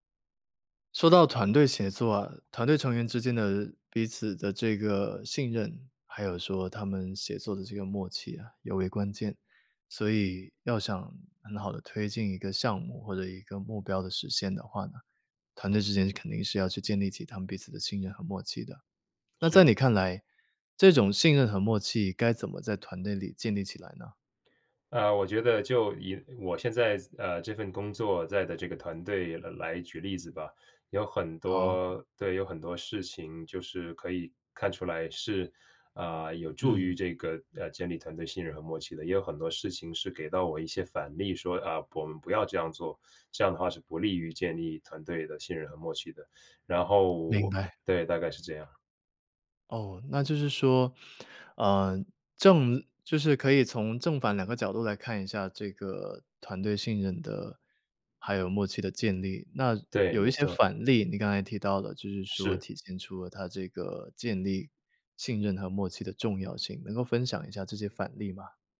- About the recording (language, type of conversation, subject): Chinese, podcast, 在团队里如何建立信任和默契？
- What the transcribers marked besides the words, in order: other background noise